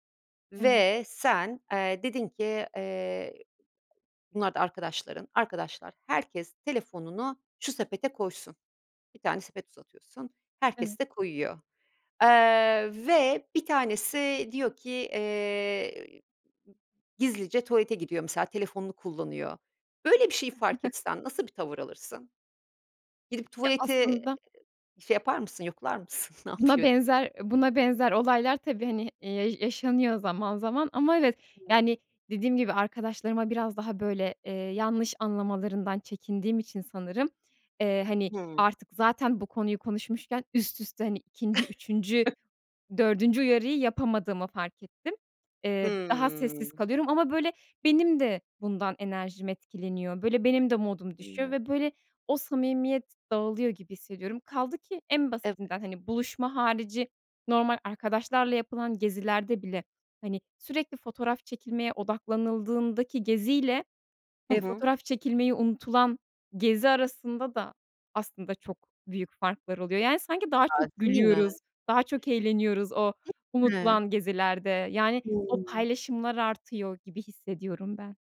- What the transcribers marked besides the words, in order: chuckle; chuckle; laughing while speaking: "ne yapıyor diye"; unintelligible speech; chuckle; drawn out: "Hıı"; unintelligible speech
- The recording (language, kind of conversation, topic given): Turkish, podcast, Telefonu masadan kaldırmak buluşmaları nasıl etkiler, sence?